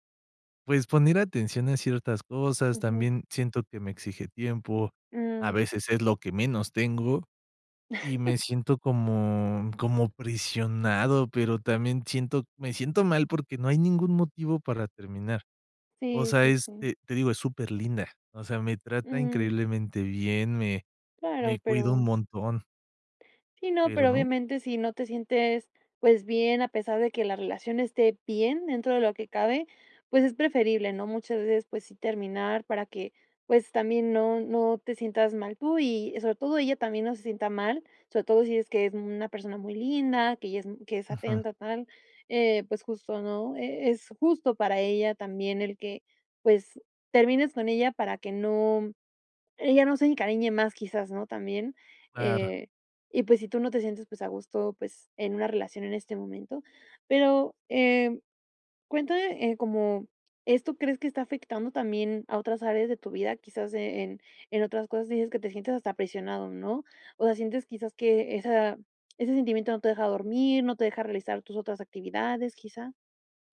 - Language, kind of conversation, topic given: Spanish, advice, ¿Cómo puedo pensar en terminar la relación sin sentirme culpable?
- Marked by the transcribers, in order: chuckle